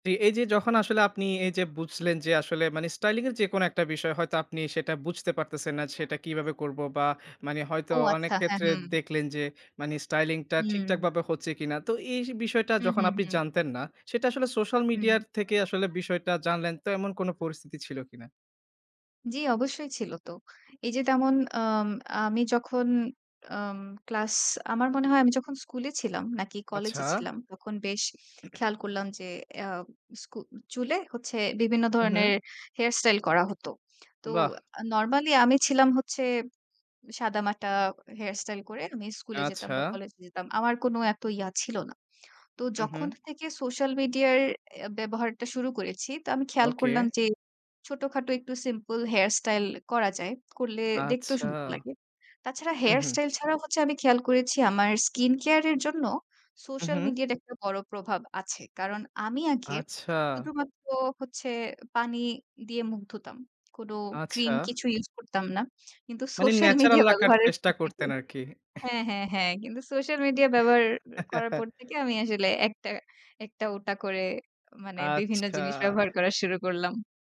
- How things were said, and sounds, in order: other background noise; throat clearing; tapping; laughing while speaking: "সোশ্যাল মিডিয়া"; chuckle
- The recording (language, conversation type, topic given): Bengali, podcast, স্টাইলিংয়ে সোশ্যাল মিডিয়ার প্রভাব আপনি কেমন দেখেন?